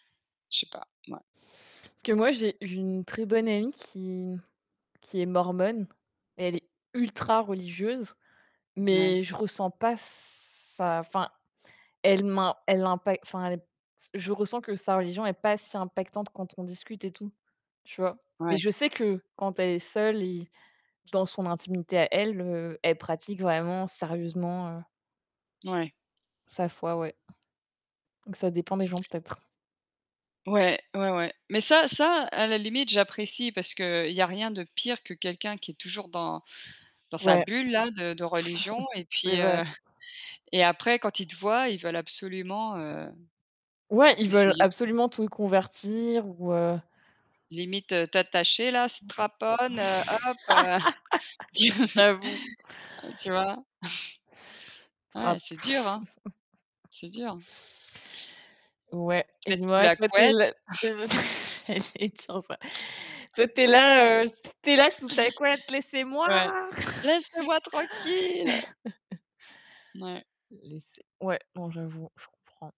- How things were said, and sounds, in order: tapping; stressed: "ultra"; chuckle; chuckle; distorted speech; other noise; laugh; in English: "strap on"; chuckle; laugh; laughing while speaking: "c'est ce que j'allais dire, en vrai"; chuckle; chuckle; put-on voice: "Laissez-moi tranquille !"; put-on voice: "Laissez-moi !"; laugh
- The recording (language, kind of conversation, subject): French, unstructured, Avez-vous déjà été surpris par un rituel religieux étranger ?